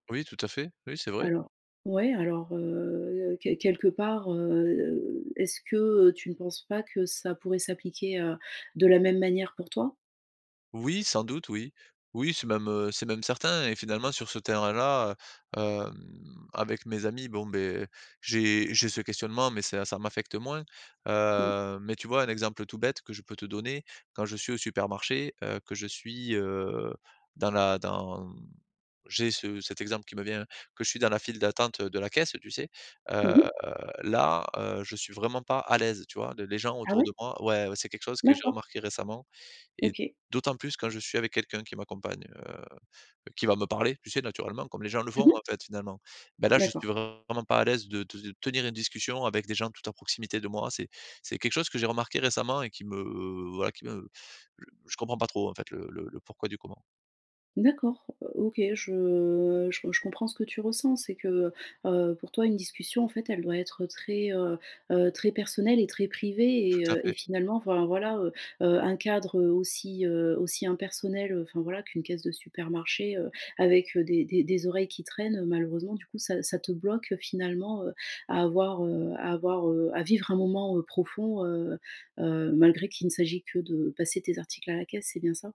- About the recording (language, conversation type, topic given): French, advice, Comment gérer ma peur d’être jugé par les autres ?
- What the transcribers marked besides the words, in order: other background noise; drawn out: "me"